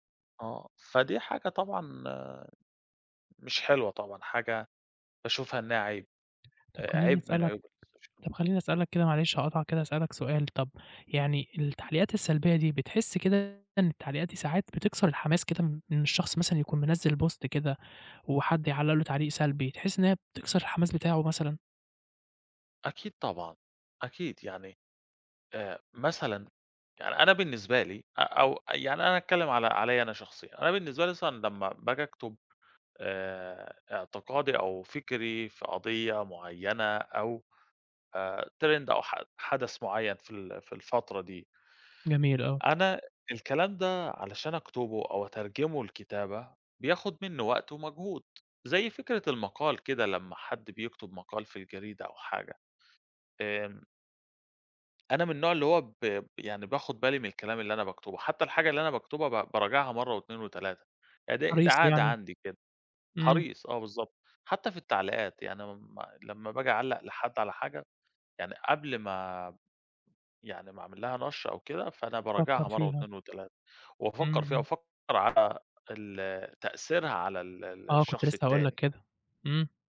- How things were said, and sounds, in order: other background noise; in English: "الsocial media"; in English: "post"; in English: "trend"; tapping
- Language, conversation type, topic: Arabic, podcast, إزاي بتتعامل مع التعليقات السلبية على الإنترنت؟